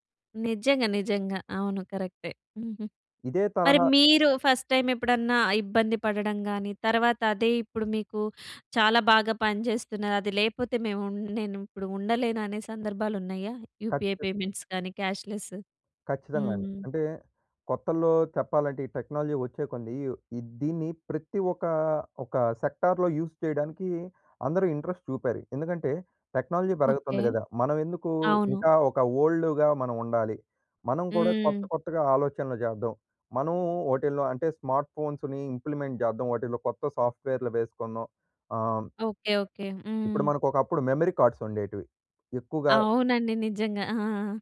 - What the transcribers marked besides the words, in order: in English: "ఫస్ట్ టైమ్"; in English: "యూపీఐ పేమెంట్స్"; in English: "క్యాష్‌లెస్?"; in English: "టెక్నాలజీ"; in English: "సెక్టార్‌లో యూజ్"; in English: "ఇంట్రెస్ట్"; in English: "టెక్నాలజీ"; in English: "ఓల్డ్‌గా"; in English: "స్మార్ట్ ఫోన్స్‌ని ఇంప్లిమెంట్"; in English: "మెమరీ కార్డ్స్"
- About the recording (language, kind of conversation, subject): Telugu, podcast, మీరు మొదట టెక్నాలజీని ఎందుకు వ్యతిరేకించారు, తర్వాత దాన్ని ఎలా స్వీకరించి ఉపయోగించడం ప్రారంభించారు?